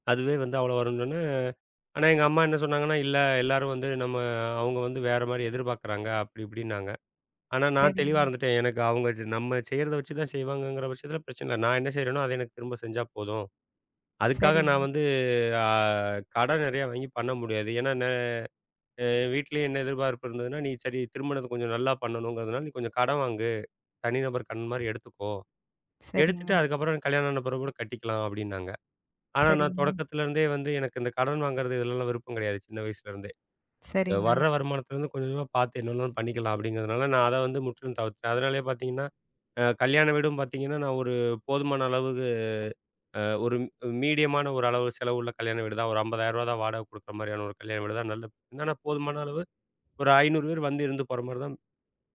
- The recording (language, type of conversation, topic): Tamil, podcast, திருமணத்தைப் பற்றிய உங்கள் குடும்பத்தின் எதிர்பார்ப்புகள் உங்களை எப்படிப் பாதித்தன?
- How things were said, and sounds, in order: unintelligible speech; other background noise; in English: "மீடியம்"